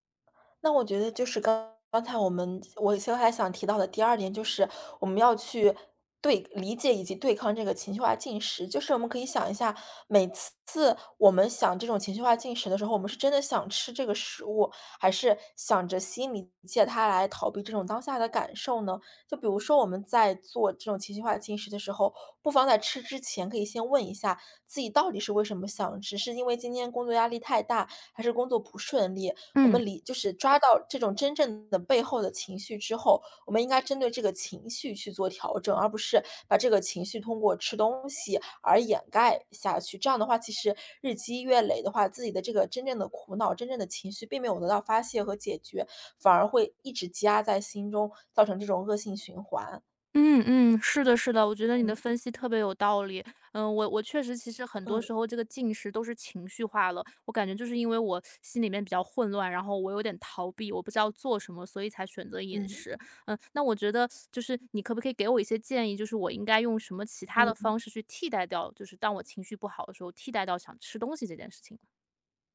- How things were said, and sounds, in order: teeth sucking
- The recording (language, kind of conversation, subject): Chinese, advice, 情绪化时想吃零食的冲动该怎么控制？